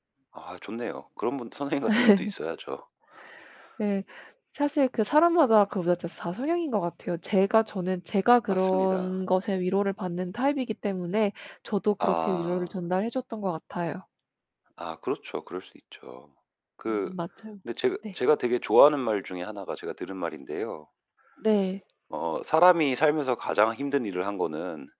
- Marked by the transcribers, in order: laughing while speaking: "선생님 같은"; laugh; other background noise; distorted speech
- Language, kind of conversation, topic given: Korean, unstructured, 시험 스트레스가 학생들의 정신 건강에 큰 영향을 미칠까요?